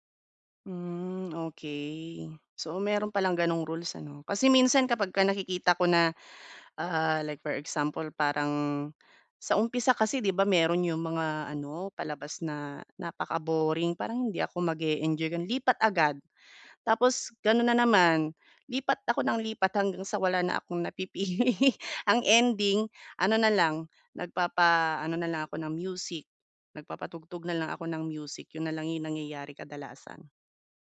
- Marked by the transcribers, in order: laughing while speaking: "napipili"
- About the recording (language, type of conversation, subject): Filipino, advice, Paano ako pipili ng palabas kapag napakarami ng pagpipilian?